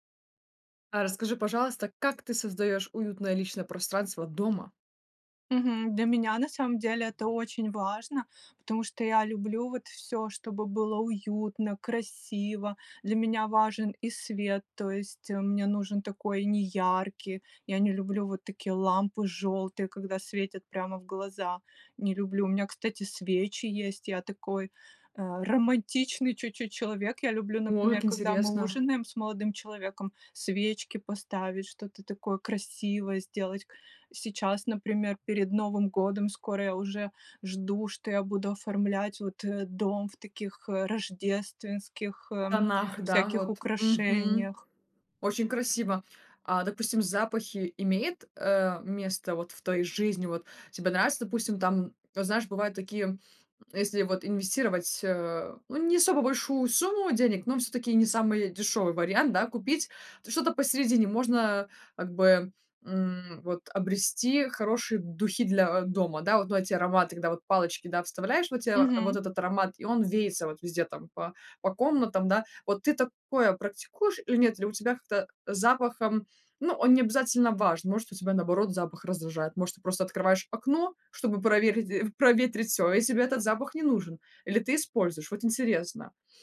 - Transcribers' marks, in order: none
- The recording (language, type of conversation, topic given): Russian, podcast, Как ты создаёшь уютное личное пространство дома?